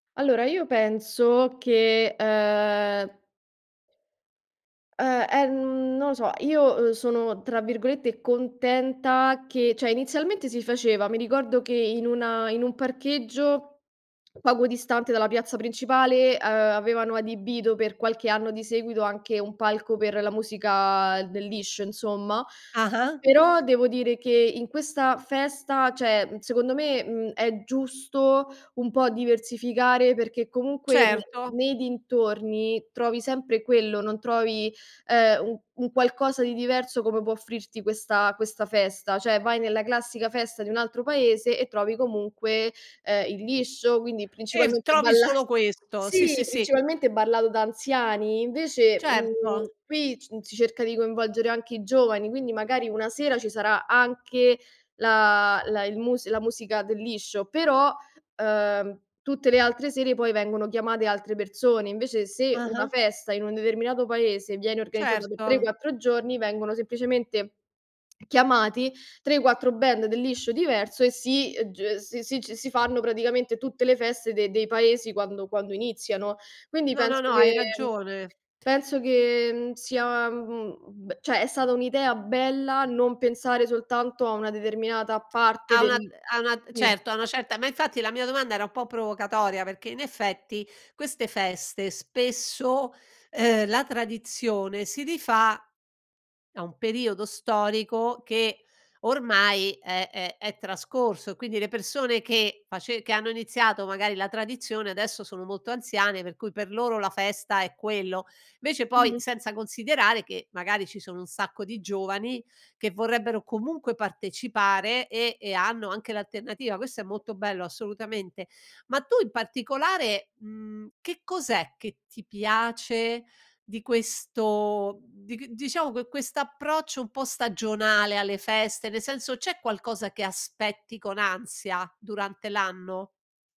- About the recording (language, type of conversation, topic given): Italian, podcast, Come si collegano le stagioni alle tradizioni popolari e alle feste?
- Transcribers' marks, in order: "cioè" said as "ceh"; tapping; "cioè" said as "ceh"; "cioè" said as "ceh"; laughing while speaking: "balla"; other background noise; "cioè" said as "ceh"